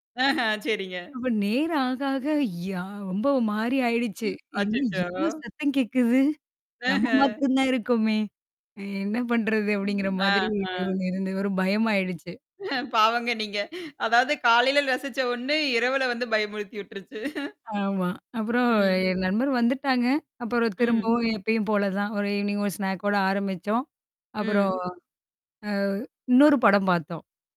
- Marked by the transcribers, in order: static; distorted speech; mechanical hum; laughing while speaking: "பாவங்க நீங்க. அதாவது காலையில ரசிச்ச ஒண்ணு இரவுல வந்து பயமுறுத்தி உட்ருச்சு"; in English: "ஈவினிங்"; in English: "ஸ்நாக்கோட"
- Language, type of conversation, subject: Tamil, podcast, ஒரு வாரம் தனியாக பொழுதுபோக்குக்கு நேரம் கிடைத்தால், அந்த நேரத்தை நீங்கள் எப்படி செலவிடுவீர்கள்?